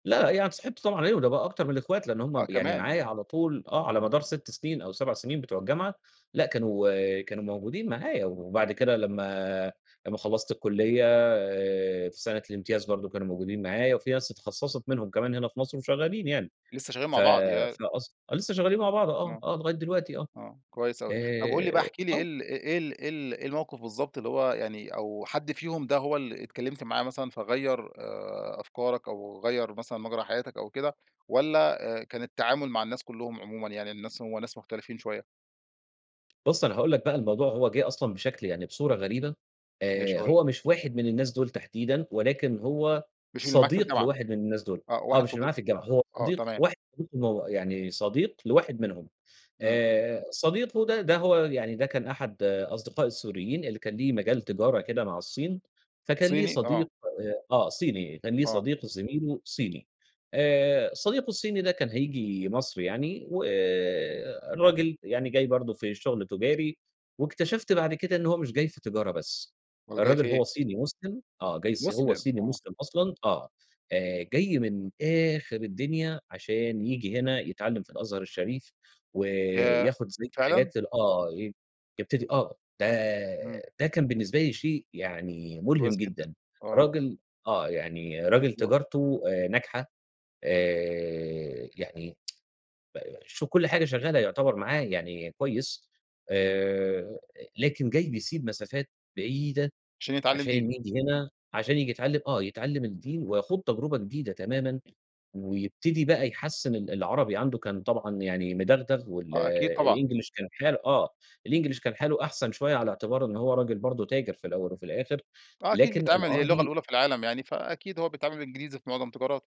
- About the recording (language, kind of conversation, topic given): Arabic, podcast, عمرك قابلت حد غريب غيّر مجرى رحلتك؟ إزاي؟
- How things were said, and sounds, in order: tapping; unintelligible speech; tsk; in English: "الإنجليش"; in English: "الإنجليش"